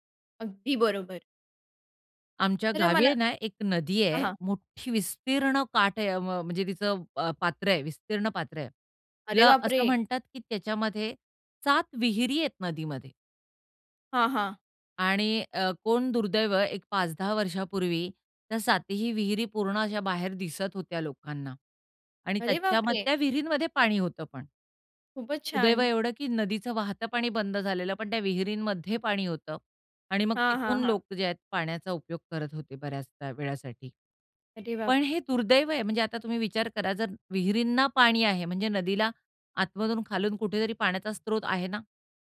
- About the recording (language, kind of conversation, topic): Marathi, podcast, नद्या आणि ओढ्यांचे संरक्षण करण्यासाठी लोकांनी काय करायला हवे?
- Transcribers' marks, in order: horn